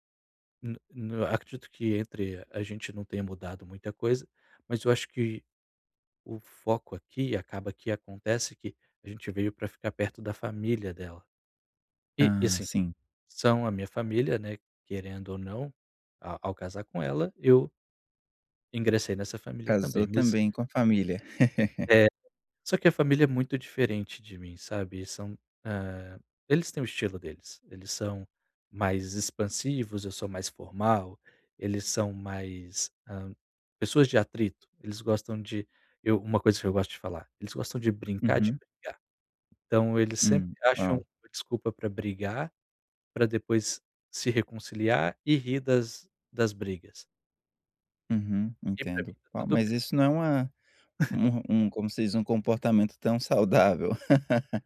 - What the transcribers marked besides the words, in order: tapping; laugh; chuckle; laugh
- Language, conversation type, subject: Portuguese, advice, Como posso voltar a sentir-me seguro e recuperar a sensação de normalidade?